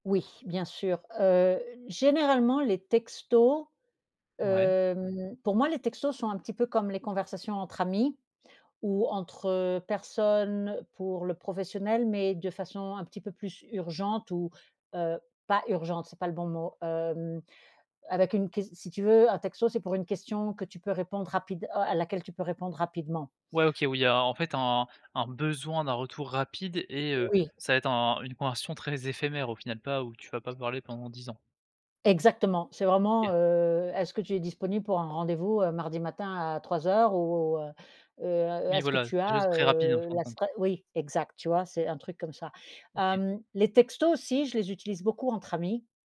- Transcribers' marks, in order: none
- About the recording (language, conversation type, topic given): French, podcast, Comment choisis-tu entre un texto, un appel ou un e-mail pour parler à quelqu’un ?